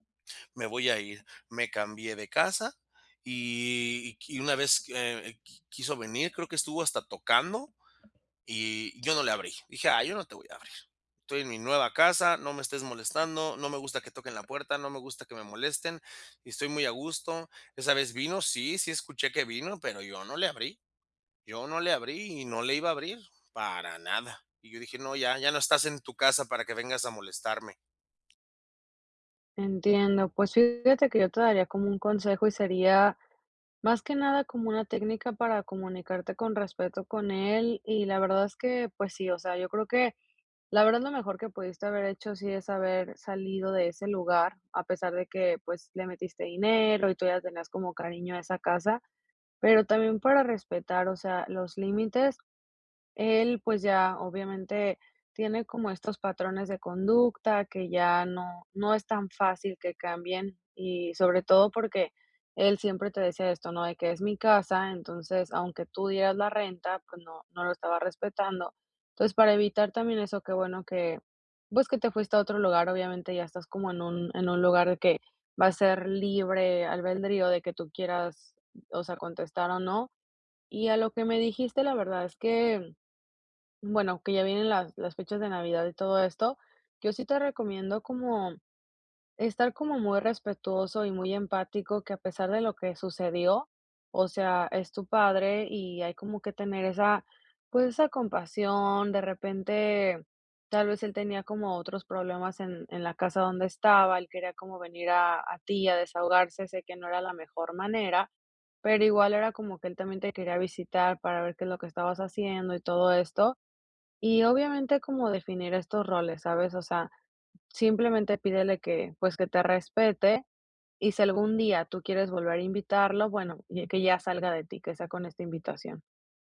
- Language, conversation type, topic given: Spanish, advice, ¿Cómo pueden resolver los desacuerdos sobre la crianza sin dañar la relación familiar?
- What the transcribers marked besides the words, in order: tapping